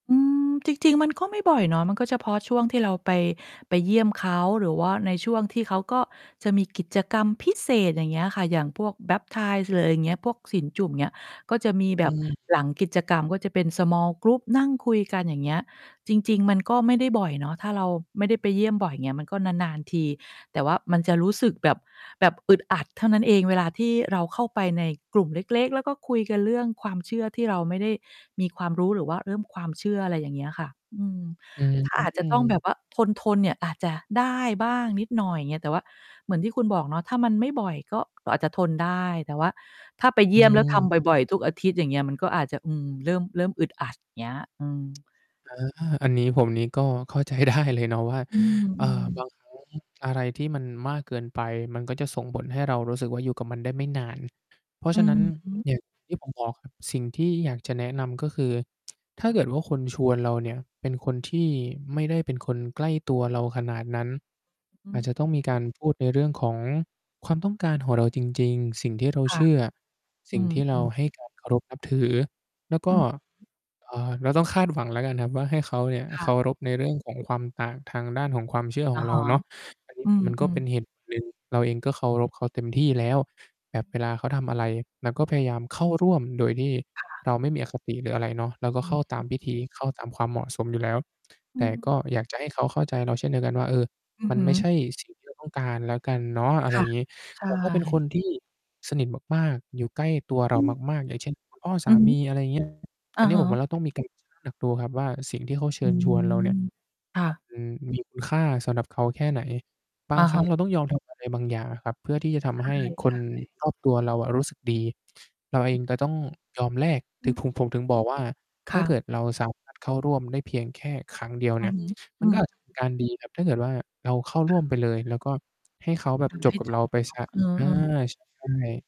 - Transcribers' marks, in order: in English: "Baptism"; distorted speech; in English: "Small group"; other background noise; tapping; laughing while speaking: "ได้"; static; mechanical hum
- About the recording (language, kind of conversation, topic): Thai, advice, คุณรู้สึกอย่างไรเมื่อถูกกดดันให้ไปร่วมงานสังคมทั้งที่อยากปฏิเสธ?